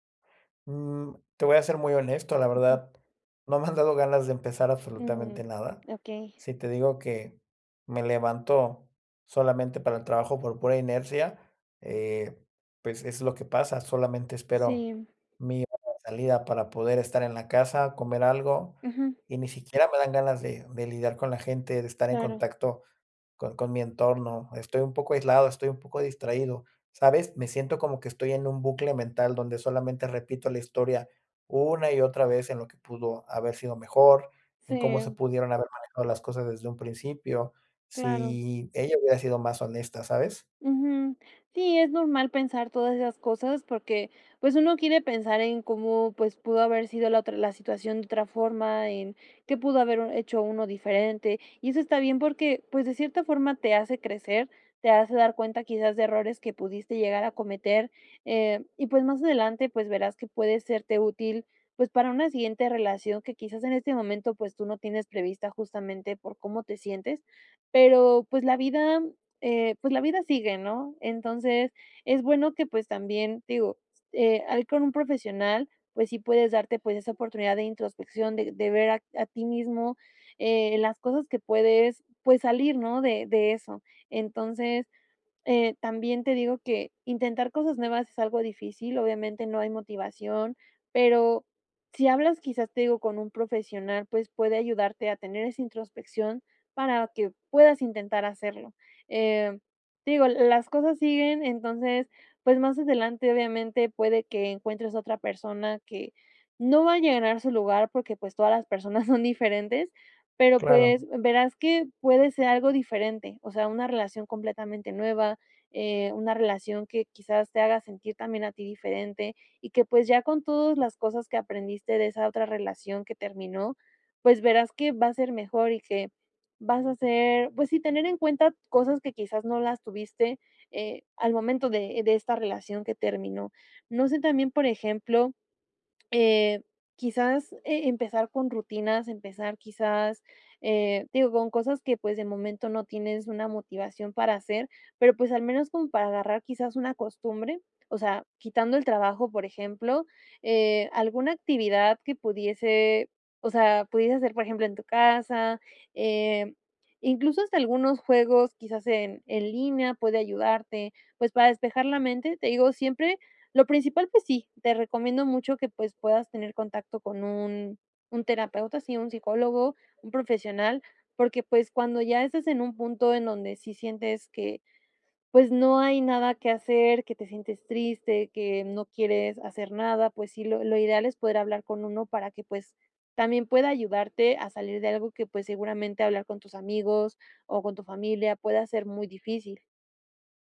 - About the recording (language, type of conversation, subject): Spanish, advice, ¿Cómo puedo aceptar la nueva realidad después de que terminó mi relación?
- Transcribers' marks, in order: other background noise